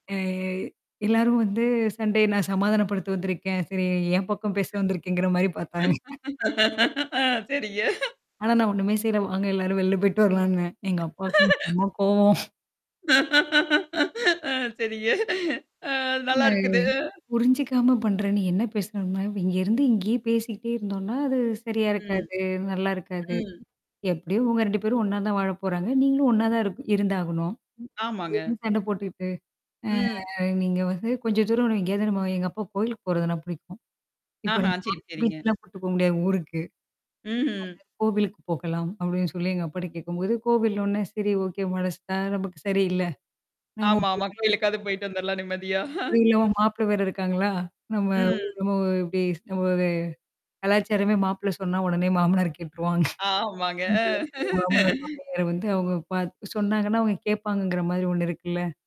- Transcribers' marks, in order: drawn out: "எ"; mechanical hum; laughing while speaking: "ஆ செரிங்க"; chuckle; tapping; chuckle; laughing while speaking: "ஆ செரிங்க ஆ நல்லைருக்குது"; drawn out: "ஆ"; drawn out: "ஆ"; static; drawn out: "அ"; distorted speech; chuckle
- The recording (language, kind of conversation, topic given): Tamil, podcast, நீங்கள் உருவாக்கிய புதிய குடும்ப மரபு ஒன்றுக்கு உதாரணம் சொல்ல முடியுமா?